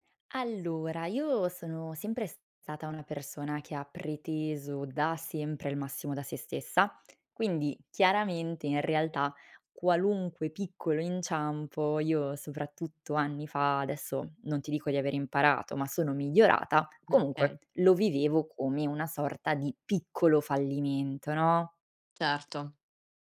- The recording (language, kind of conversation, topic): Italian, podcast, Raccontami di una volta in cui hai fallito e cosa hai imparato?
- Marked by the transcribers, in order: "okay" said as "kay"; tapping